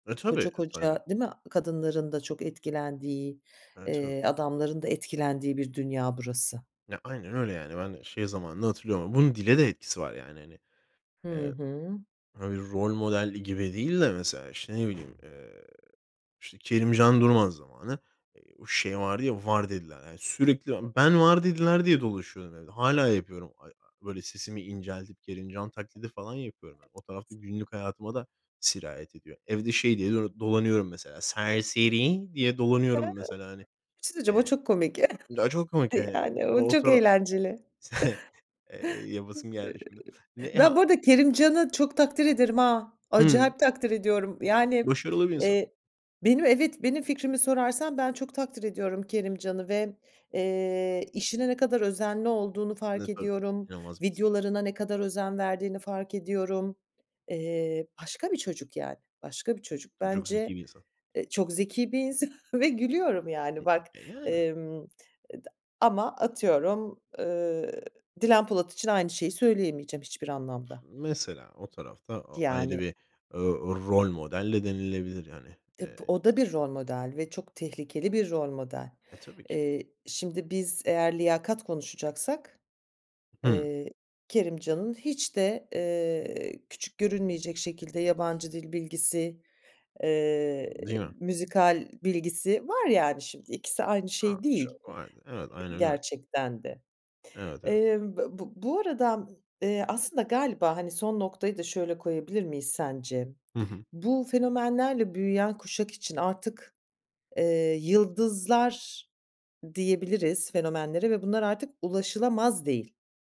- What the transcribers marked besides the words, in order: unintelligible speech; other background noise; unintelligible speech; unintelligible speech; unintelligible speech; chuckle; put-on voice: "serseri"; unintelligible speech; chuckle; unintelligible speech; laughing while speaking: "insan"; unintelligible speech; stressed: "rol"; unintelligible speech; unintelligible speech
- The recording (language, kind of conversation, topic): Turkish, podcast, Fenomenlerin gençler üzerinde rol model etkisi hakkında ne düşünüyorsun?